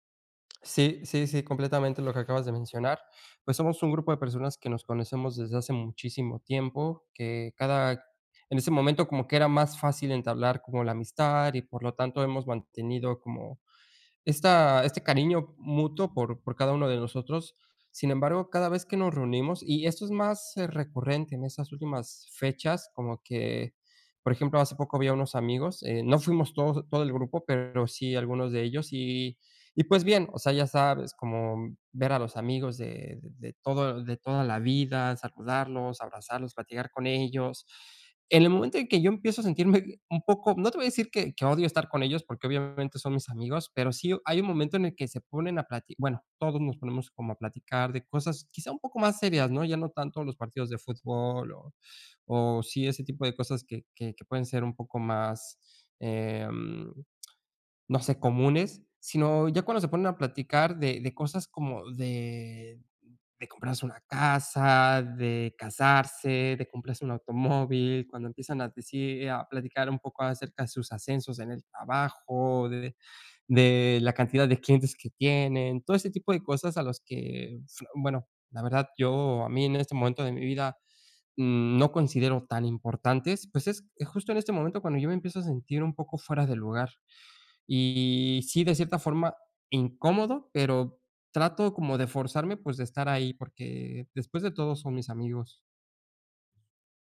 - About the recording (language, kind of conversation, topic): Spanish, advice, ¿Cómo puedo aceptar mi singularidad personal cuando me comparo con los demás y me siento inseguro?
- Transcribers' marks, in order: other background noise